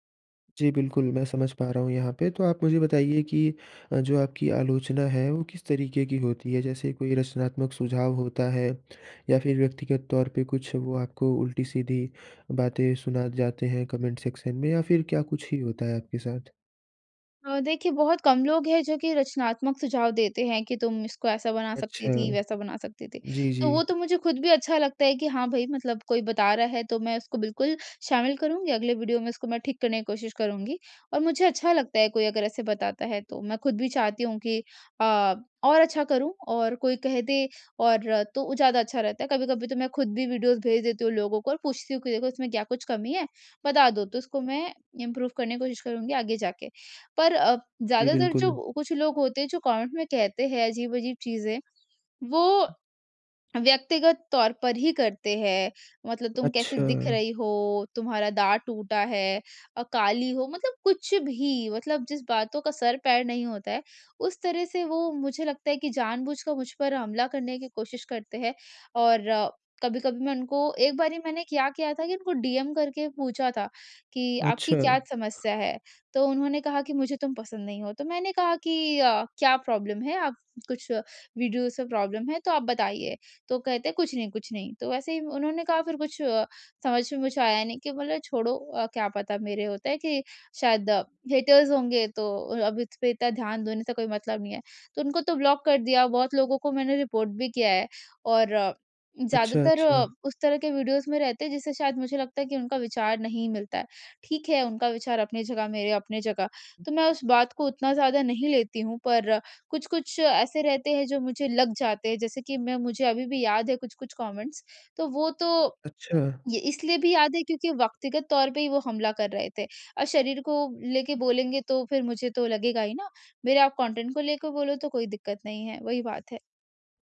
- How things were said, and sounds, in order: in English: "कमेंट सेक्शन"; in English: "वीडियोज़"; in English: "इम्प्रूव"; in English: "कमेंट"; in English: "प्रॉब्लम"; in English: "वीडियोज़"; in English: "प्रॉब्लम"; in English: "हेटर्स"; in English: "ब्लॉक"; in English: "रिपोर्ट"; in English: "वीडियोज़"; in English: "कमेंट्स"; "व्यक्तिगत" said as "वक्तिगत"
- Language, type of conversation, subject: Hindi, advice, आप सोशल मीडिया पर अनजान लोगों की आलोचना से कैसे परेशान होते हैं?